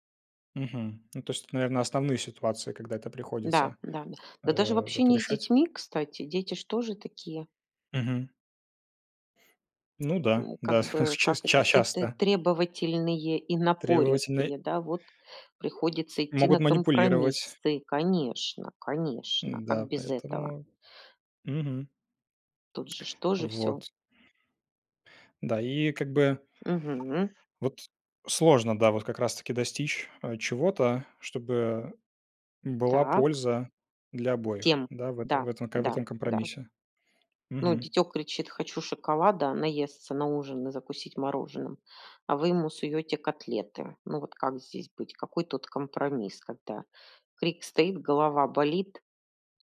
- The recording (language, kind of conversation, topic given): Russian, unstructured, Что для тебя значит компромисс?
- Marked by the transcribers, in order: other background noise